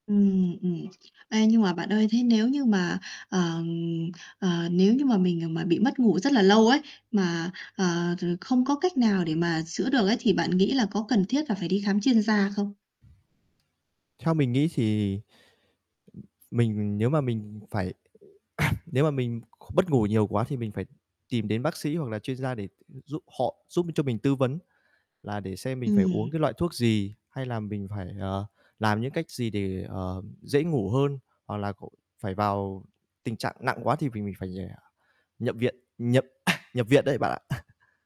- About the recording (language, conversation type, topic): Vietnamese, podcast, Bạn có thể chia sẻ những thói quen giúp bạn ngủ ngon hơn không?
- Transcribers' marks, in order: other background noise; tapping; static; throat clearing; cough; chuckle